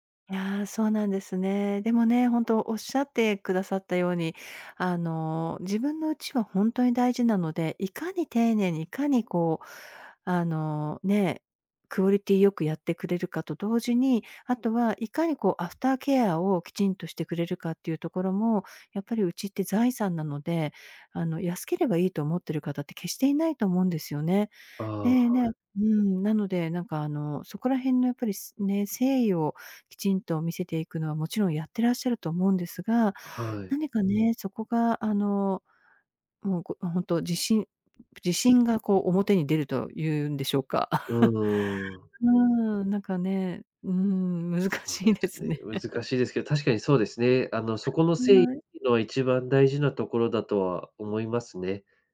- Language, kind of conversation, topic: Japanese, advice, 競合に圧倒されて自信を失っている
- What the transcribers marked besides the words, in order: background speech; chuckle; laughing while speaking: "難しいですね"; chuckle; tapping; unintelligible speech